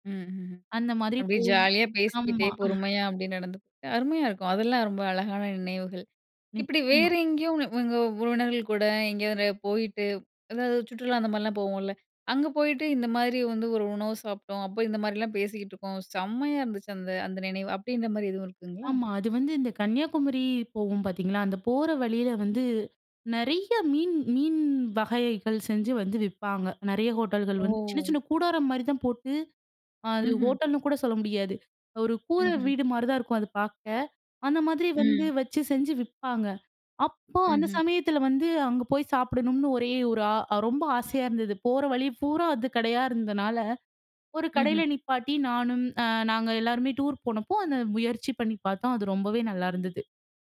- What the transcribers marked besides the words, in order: chuckle; other background noise; in English: "டூர்"
- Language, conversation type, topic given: Tamil, podcast, உறவினர்களுடன் பகிர்ந்துகொள்ளும் நினைவுகளைத் தூண்டும் உணவு எது?